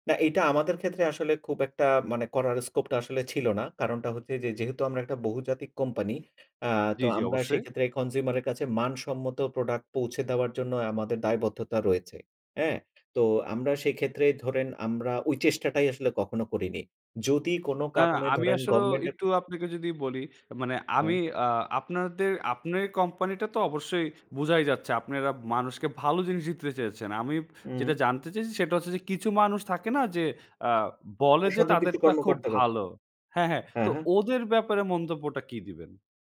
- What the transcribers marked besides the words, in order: other background noise; tapping
- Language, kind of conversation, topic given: Bengali, podcast, আপনার সবচেয়ে বড় প্রকল্প কোনটি ছিল?